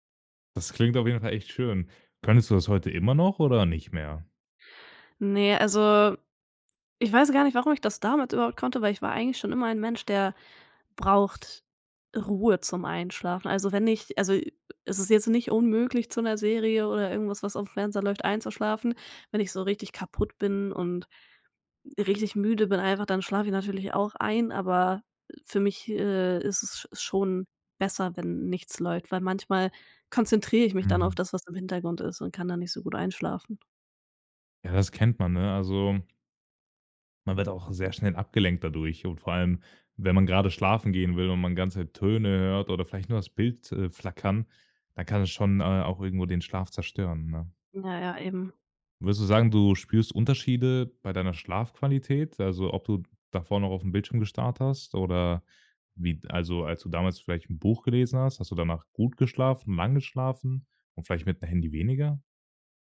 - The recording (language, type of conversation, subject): German, podcast, Welches Medium hilft dir besser beim Abschalten: Buch oder Serie?
- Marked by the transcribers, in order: none